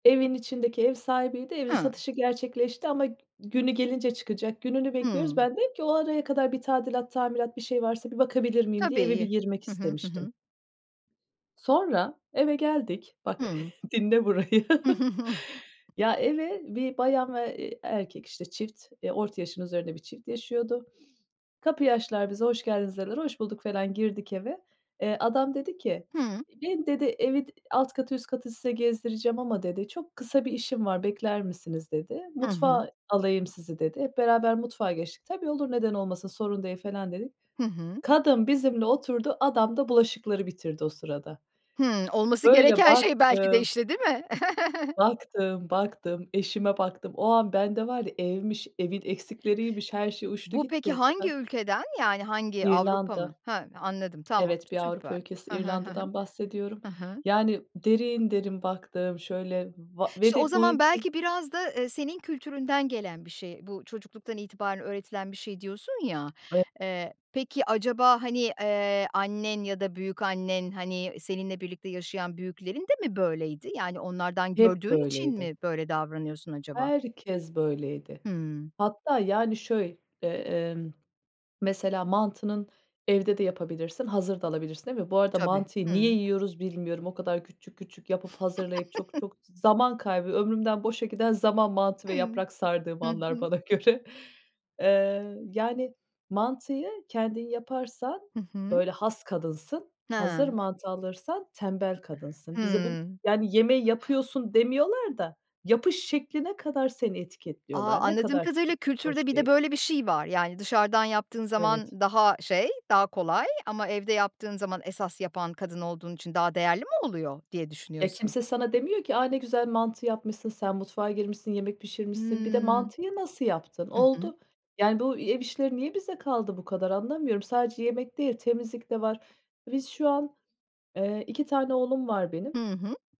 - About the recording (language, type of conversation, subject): Turkish, podcast, Ev işlerini kim nasıl paylaşmalı, sen ne önerirsin?
- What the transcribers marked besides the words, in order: chuckle; tapping; sniff; chuckle; other noise; swallow; chuckle; laughing while speaking: "bana göre"; other background noise